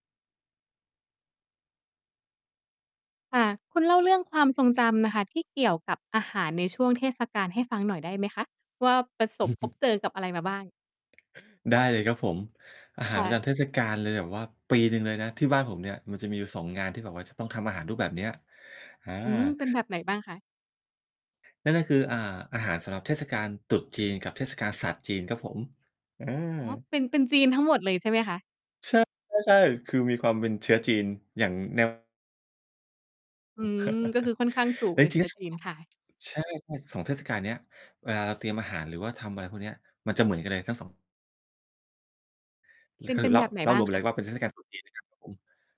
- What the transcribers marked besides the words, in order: distorted speech; tapping; stressed: "ปี"; other background noise; laugh; unintelligible speech
- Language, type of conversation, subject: Thai, podcast, คุณมีความทรงจำเกี่ยวกับอาหารในเทศกาลอะไรที่อยากเล่าให้ฟังไหม?